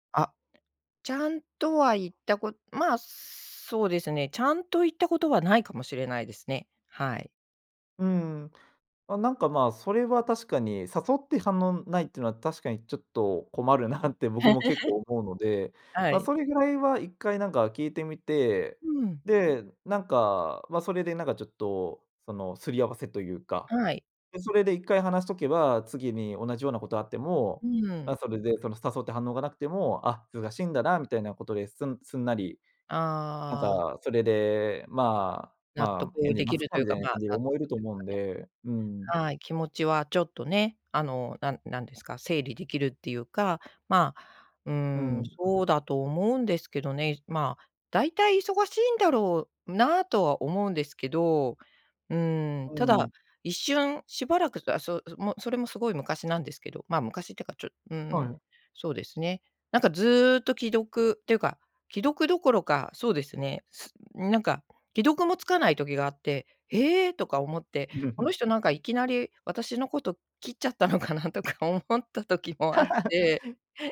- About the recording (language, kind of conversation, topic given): Japanese, advice, 既読無視された相手にもう一度連絡すべきか迷っていますか？
- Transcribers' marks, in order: tapping; chuckle; other background noise; chuckle; laughing while speaking: "切っちゃったのかなとか思った時も"; chuckle